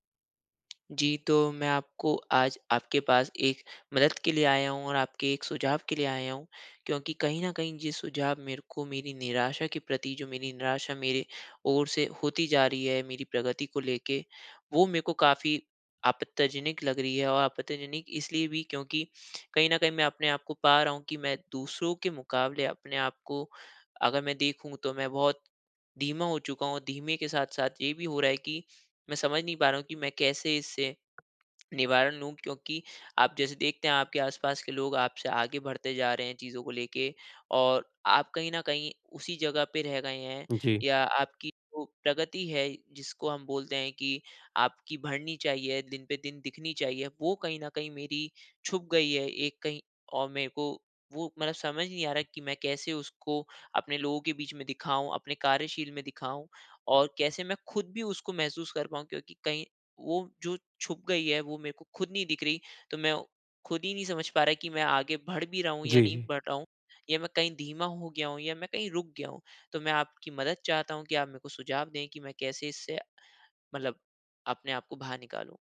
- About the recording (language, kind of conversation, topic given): Hindi, advice, जब प्रगति धीमी हो या दिखाई न दे और निराशा हो, तो मैं क्या करूँ?
- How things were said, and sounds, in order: tongue click; tapping